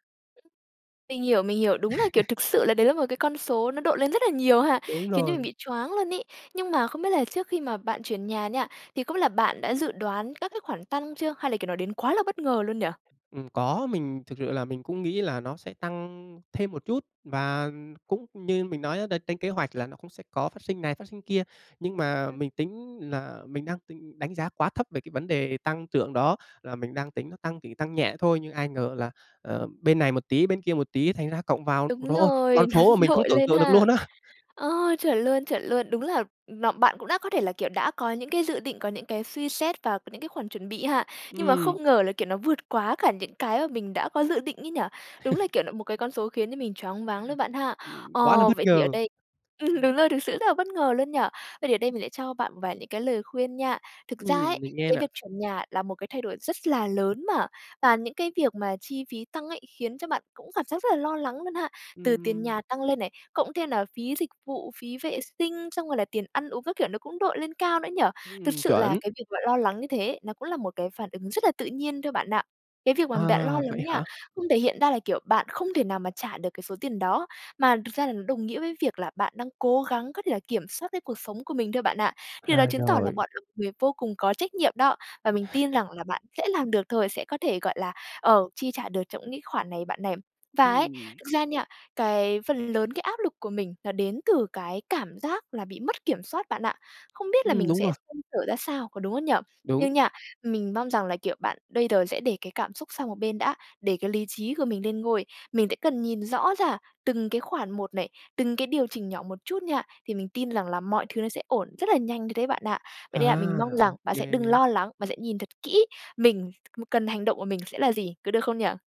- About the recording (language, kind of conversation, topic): Vietnamese, advice, Làm sao để đối phó với việc chi phí sinh hoạt tăng vọt sau khi chuyển nhà?
- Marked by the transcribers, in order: other background noise; tapping; chuckle; laughing while speaking: "nó"; laughing while speaking: "á"; chuckle; laughing while speaking: "ừm"; other noise